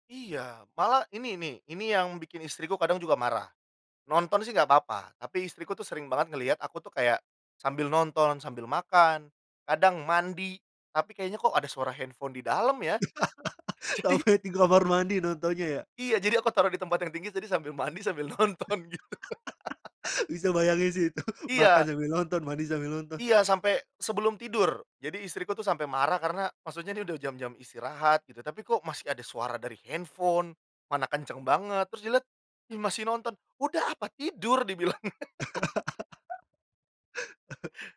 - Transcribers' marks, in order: laugh; laughing while speaking: "Sampai"; laughing while speaking: "jadi"; laugh; laughing while speaking: "mandi, sambil nonton gitu"; laugh; chuckle; laugh
- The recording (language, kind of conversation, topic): Indonesian, podcast, Apa hobi yang bikin kamu lupa waktu?